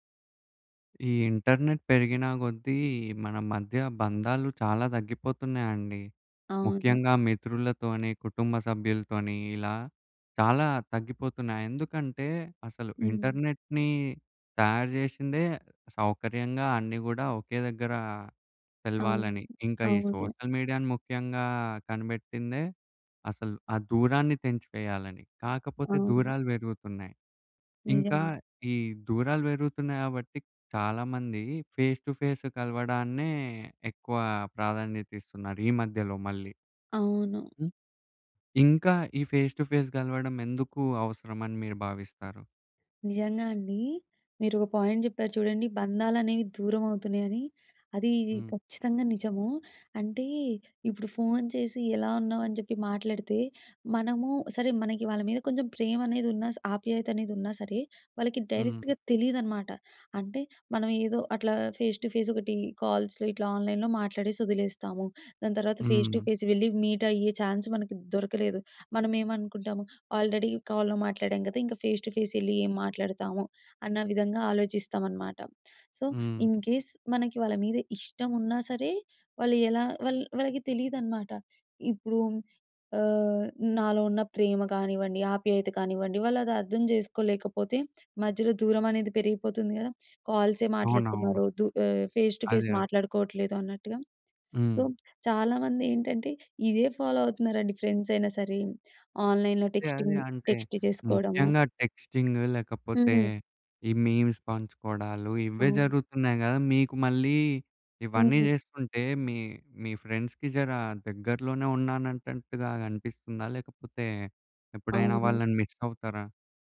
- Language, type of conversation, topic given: Telugu, podcast, ఫేస్‌టు ఫేస్ కలవడం ఇంకా అవసరమా? అయితే ఎందుకు?
- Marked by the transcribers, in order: in English: "ఇంటర్నెట్"; in English: "ఇంటర్నెట్‌నీ"; in English: "సోషల్ మీడియాను"; in English: "ఫేస్ టు ఫేస్"; in English: "ఫేస్ టు ఫేస్"; in English: "పాయింట్"; in English: "డైరెక్ట్‌గా"; in English: "ఫేస్ టు"; in English: "కాల్స్‌లో"; in English: "ఫేస్ టు ఫేస్"; in English: "ఛాన్స్"; in English: "ఆల్రెడీ కాల్‌లో"; in English: "ఫేస్ టు ఫేస్"; in English: "సో, ఇన్‌కేస్"; in English: "ఫేస్ టు ఫేస్"; in English: "సో"; in English: "ఫాలో"; in English: "టెక్స్టింగ్ టెక్స్ట్"; in English: "టెక్స్టింగ్"; in English: "మీమ్స్"; in English: "ఫ్రెండ్స్‌కి"